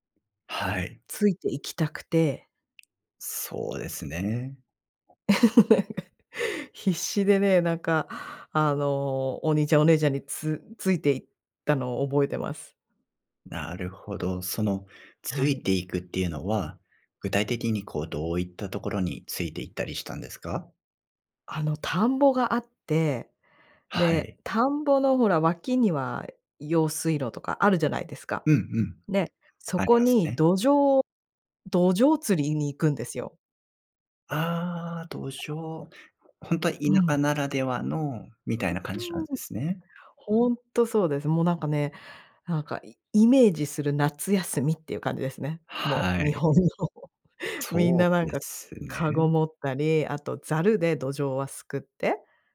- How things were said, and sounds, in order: laugh; other noise; laughing while speaking: "日本の"
- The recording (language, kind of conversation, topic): Japanese, podcast, 子どもの頃の一番の思い出は何ですか？
- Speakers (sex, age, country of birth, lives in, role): female, 45-49, Japan, United States, guest; male, 35-39, Japan, Japan, host